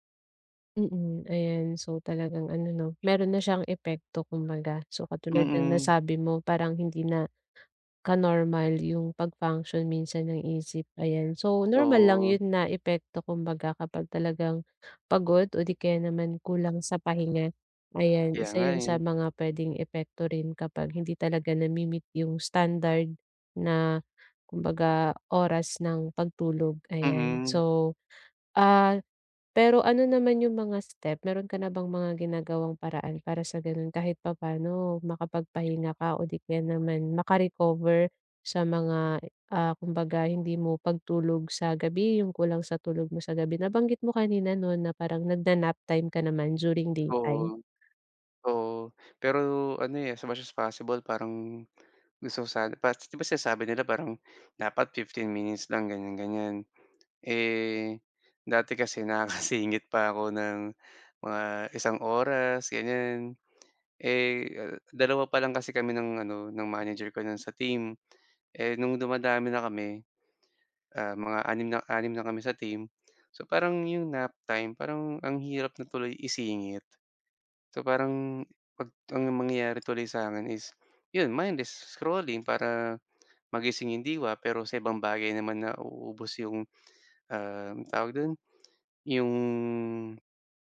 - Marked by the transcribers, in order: tapping; laughing while speaking: "nakakasingit"; drawn out: "'yong"
- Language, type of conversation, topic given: Filipino, advice, Kailangan ko bang magpahinga muna o humingi ng tulong sa propesyonal?